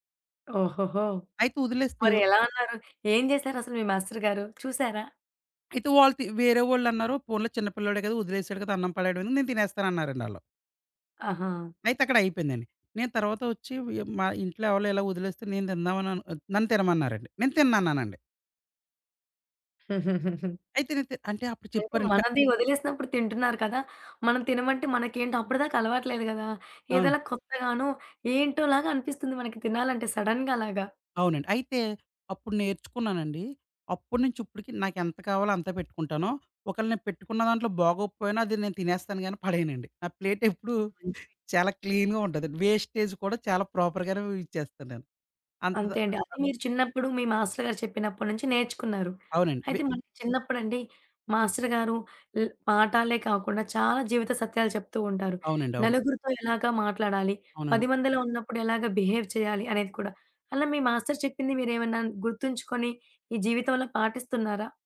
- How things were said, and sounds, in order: giggle; in English: "సడెన్‌గా"; tapping; giggle; in English: "క్లీన్‌గా"; in English: "వేస్టేజ్"; in English: "ప్రాపర్‌గానే యూజ్"; unintelligible speech; in English: "బిహేవ్"
- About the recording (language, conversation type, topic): Telugu, podcast, చిన్నప్పటి పాఠశాల రోజుల్లో చదువుకు సంబంధించిన ఏ జ్ఞాపకం మీకు ఆనందంగా గుర్తొస్తుంది?